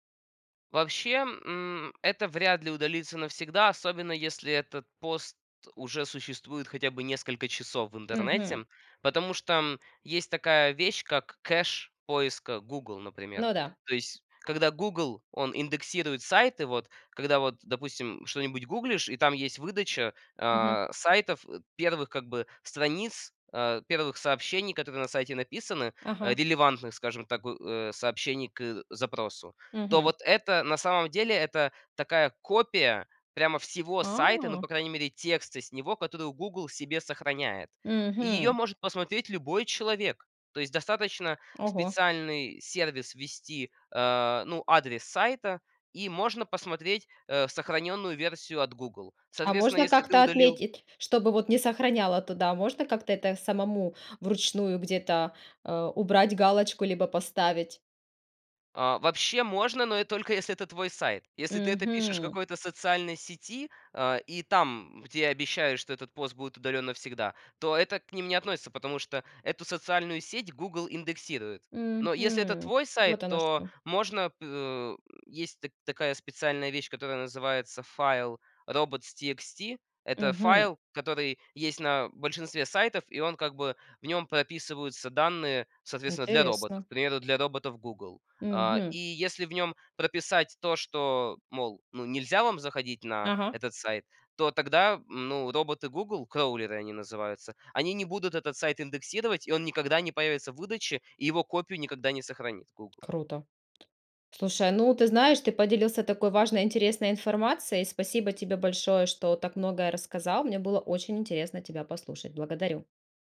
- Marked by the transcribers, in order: other background noise; tapping
- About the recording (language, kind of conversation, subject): Russian, podcast, Что важно помнить о цифровом следе и его долговечности?